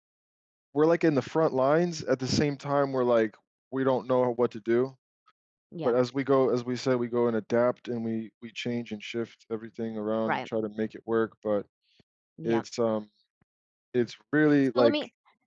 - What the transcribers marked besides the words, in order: other background noise
- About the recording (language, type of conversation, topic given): English, unstructured, How do life experiences shape the way we view romantic relationships?
- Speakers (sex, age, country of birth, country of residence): female, 50-54, United States, United States; male, 35-39, United States, United States